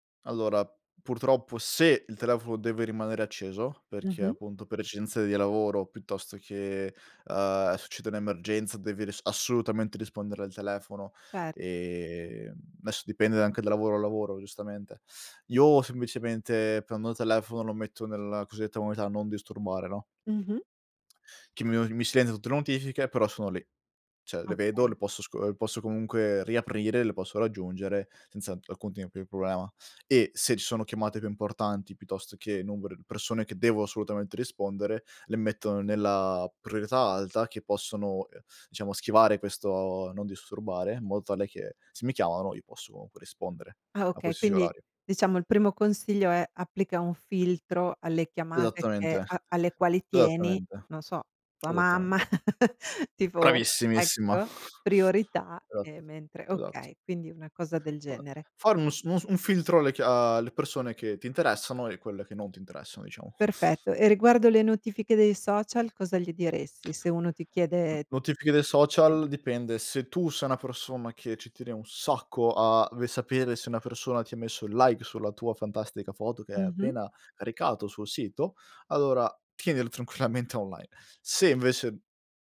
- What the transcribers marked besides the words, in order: "esigenze" said as "eccenze"; "adesso" said as "dess"; "cioè" said as "ceh"; "tipo" said as "tip"; laugh; chuckle; exhale; other background noise; laughing while speaking: "tienile tranquillamente"
- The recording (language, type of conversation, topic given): Italian, podcast, Come gestisci le notifiche dello smartphone?